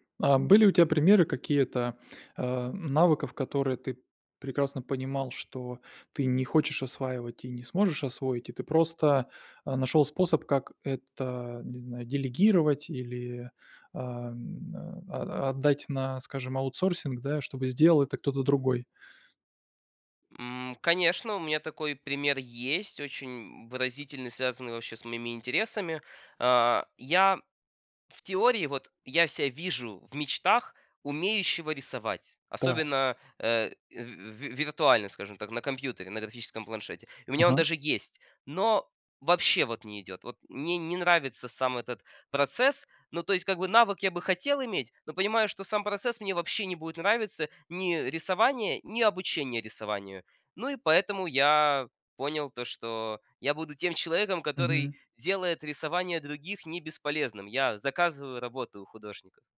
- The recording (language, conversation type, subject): Russian, podcast, Как научиться учиться тому, что совсем не хочется?
- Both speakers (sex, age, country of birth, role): male, 18-19, Ukraine, guest; male, 45-49, Russia, host
- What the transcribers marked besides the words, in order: tapping